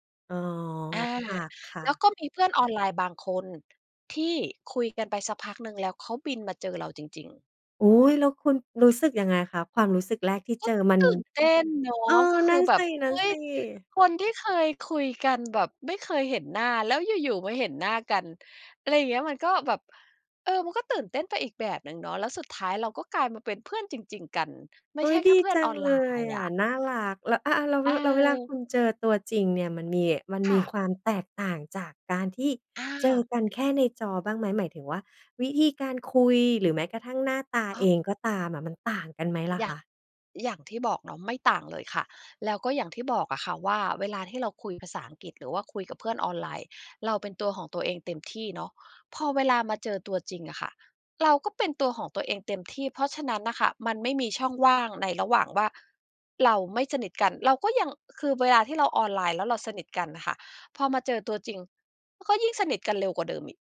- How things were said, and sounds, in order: other background noise
- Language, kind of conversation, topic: Thai, podcast, เพื่อนที่เจอตัวจริงกับเพื่อนออนไลน์ต่างกันตรงไหนสำหรับคุณ?